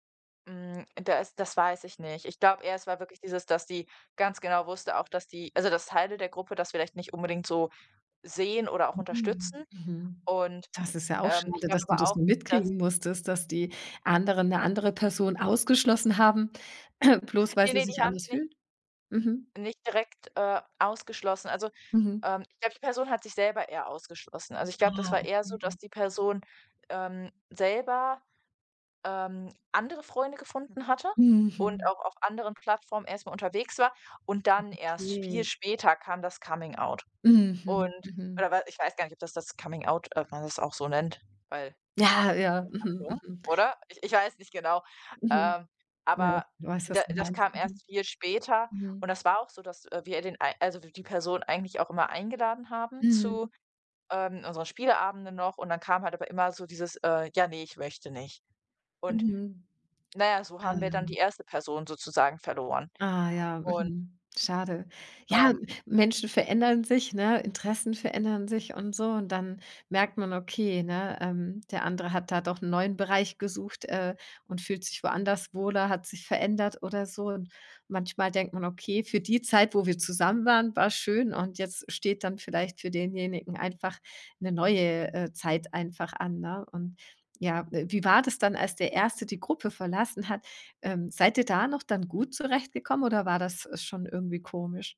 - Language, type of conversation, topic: German, advice, Wie kann ich damit umgehen, dass ich mich in meiner Freundesgruppe ausgeschlossen fühle?
- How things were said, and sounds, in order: throat clearing; stressed: "Ja"